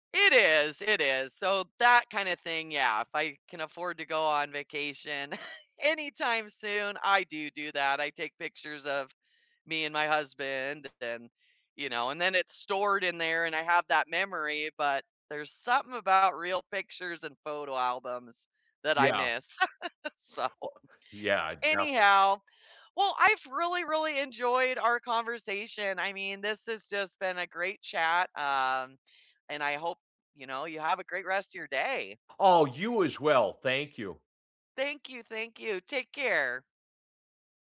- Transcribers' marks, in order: chuckle; tapping; chuckle; laugh; laughing while speaking: "So"; other background noise
- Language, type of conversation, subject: English, unstructured, How does social media affect how we express ourselves?
- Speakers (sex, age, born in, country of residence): female, 45-49, United States, United States; male, 55-59, United States, United States